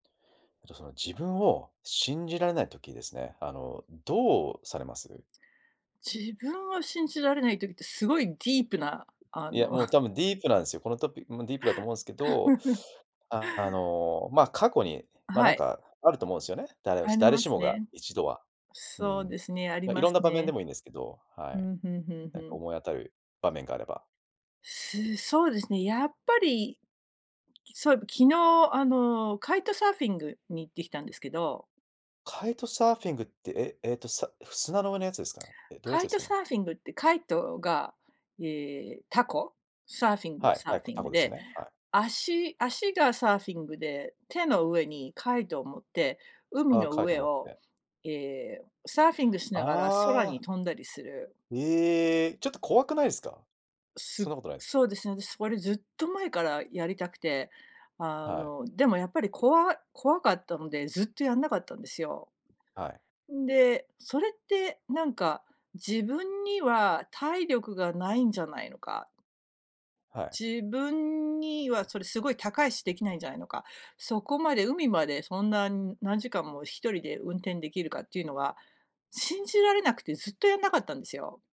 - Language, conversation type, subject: Japanese, podcast, 自分を信じられないとき、どうすればいいですか？
- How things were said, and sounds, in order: chuckle; chuckle; other background noise